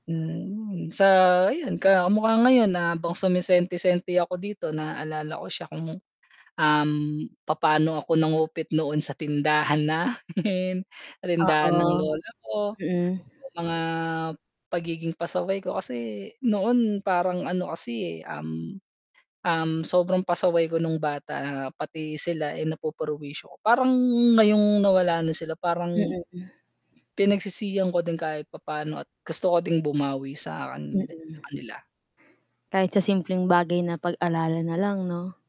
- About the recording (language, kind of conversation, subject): Filipino, unstructured, Paano mo inaalala ang mga mahal mo sa buhay na pumanaw na?
- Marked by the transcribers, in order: static; laughing while speaking: "namin"; distorted speech; dog barking; other background noise; mechanical hum